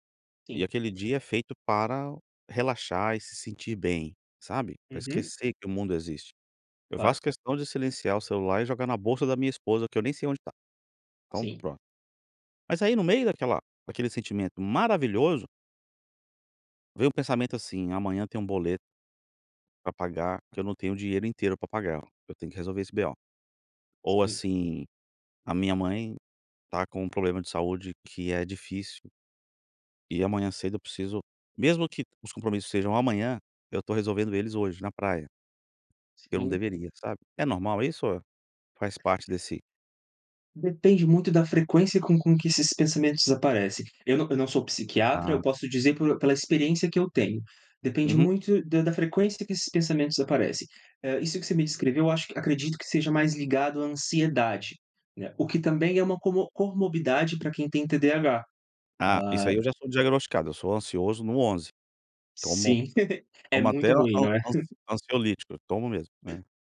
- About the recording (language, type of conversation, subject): Portuguese, podcast, Você pode contar sobre uma vez em que deu a volta por cima?
- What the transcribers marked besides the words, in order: other background noise; giggle